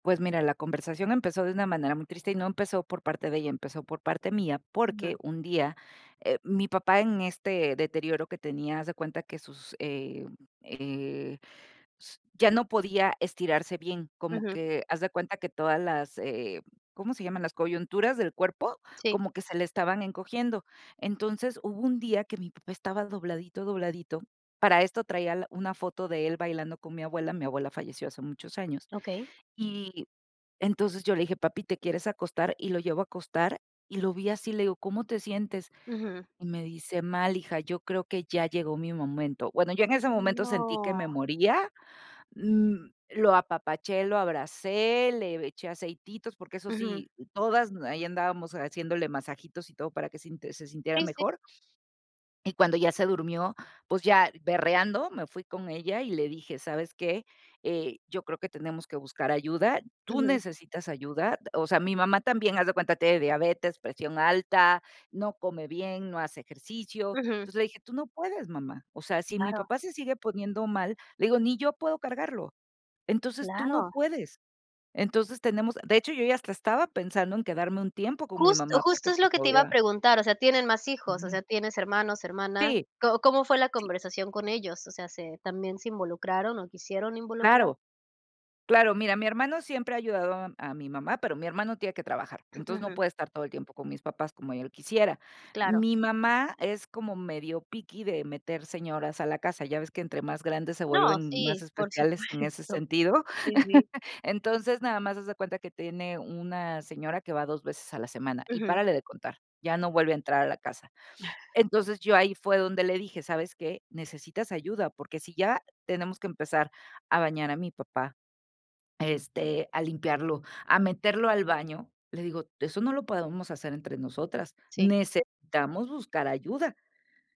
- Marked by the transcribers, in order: unintelligible speech; drawn out: "No"; in English: "picky"; laughing while speaking: "supuesto"; chuckle; chuckle
- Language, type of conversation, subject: Spanish, podcast, ¿Cómo decides si cuidar a un padre mayor en casa o buscar ayuda externa?